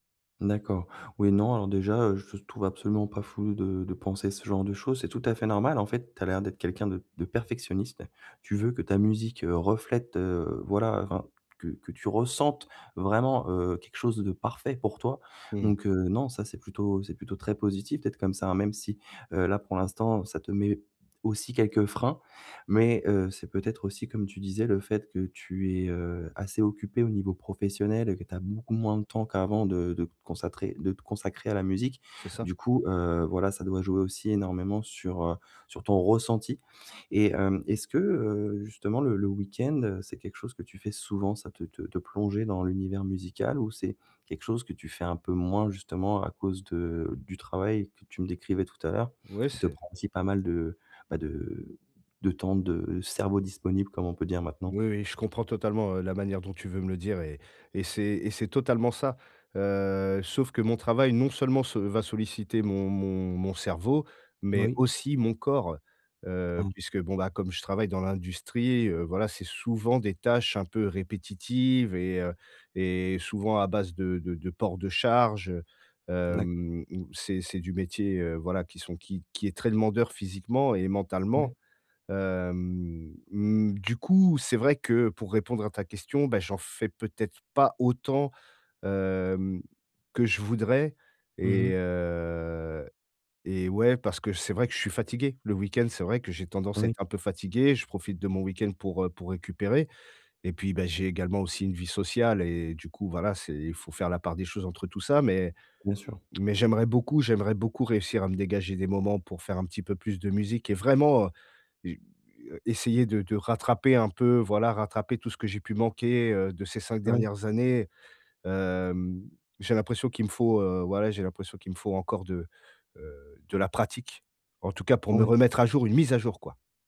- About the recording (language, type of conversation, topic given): French, advice, Comment puis-je baisser mes attentes pour avancer sur mon projet ?
- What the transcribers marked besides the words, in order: "consacrer" said as "consatrer"; stressed: "ressenti"; drawn out: "heu"; stressed: "vraiment"; stressed: "mise"